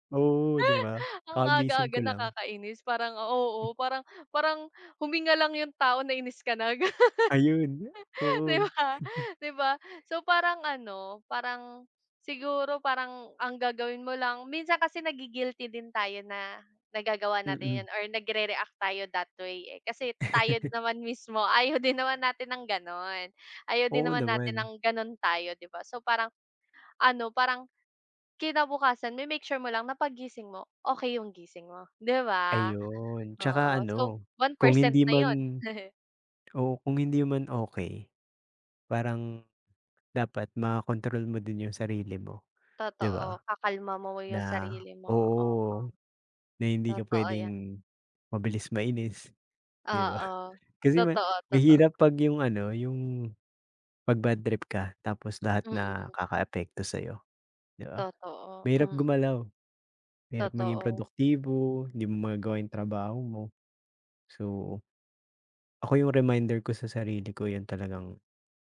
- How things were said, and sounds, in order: laugh; chuckle; laugh; laugh
- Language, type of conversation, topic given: Filipino, unstructured, Paano mo balak makamit ang mga pangarap mo?